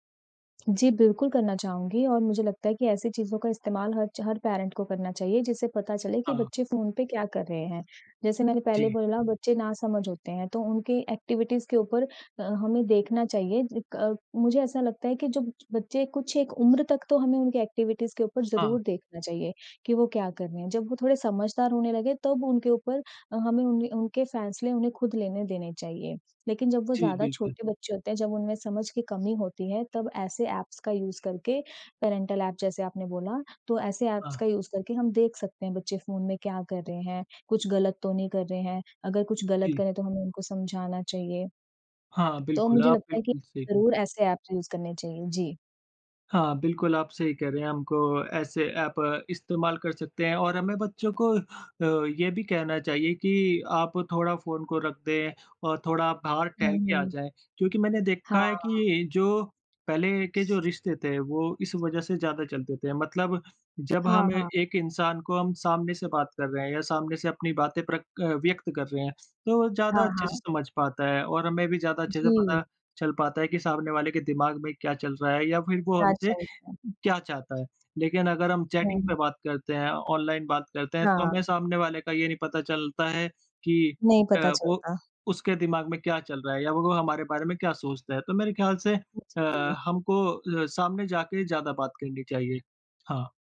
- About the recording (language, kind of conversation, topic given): Hindi, unstructured, आपके लिए तकनीक ने दिनचर्या कैसे बदली है?
- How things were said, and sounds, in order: in English: "पेरेंट"; in English: "एक्टिविटीज़"; in English: "एक्टिविटीज़"; in English: "एप्स"; in English: "यूज़"; in English: "पैरेंटल"; in English: "एप्स"; in English: "यूज़"; in English: "एप्स यूज़"